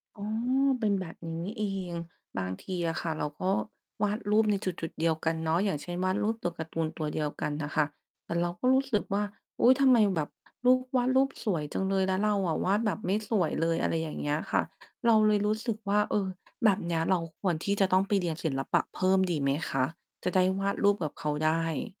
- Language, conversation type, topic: Thai, advice, คุณรู้สึกท้อเมื่อเปรียบเทียบผลงานของตัวเองกับคนอื่นไหม?
- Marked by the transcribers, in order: none